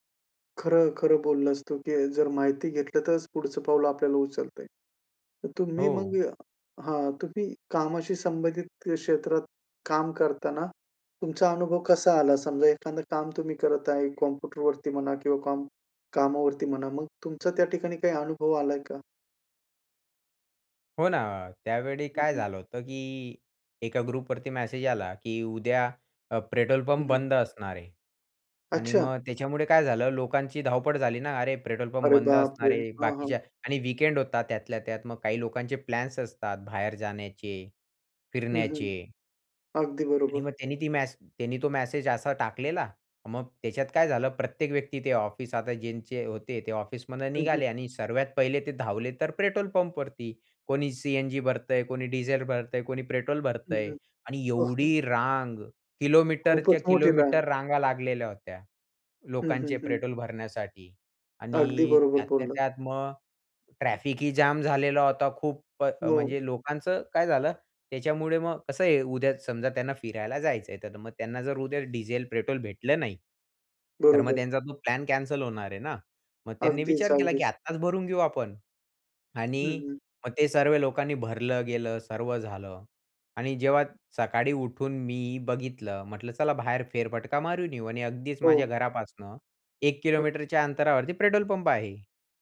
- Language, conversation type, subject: Marathi, podcast, इंटरनेटवर माहिती शोधताना तुम्ही कोणत्या गोष्टी तपासता?
- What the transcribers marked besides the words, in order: in English: "ग्रुपवरती मेसेज"; in English: "वीकेंड"; in English: "मेसेज"; unintelligible speech; in English: "कॅन्सल"; unintelligible speech